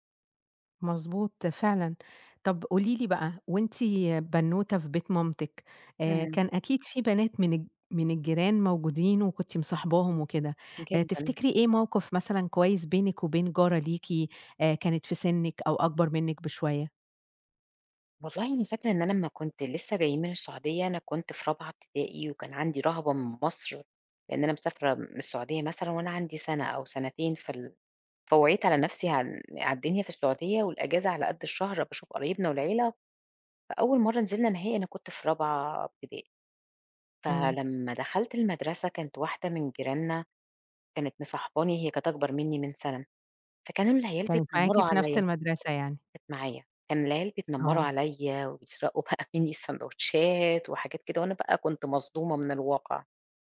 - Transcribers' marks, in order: laughing while speaking: "بقى"
- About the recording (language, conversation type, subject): Arabic, podcast, إيه الحاجات اللي بتقوّي الروابط بين الجيران؟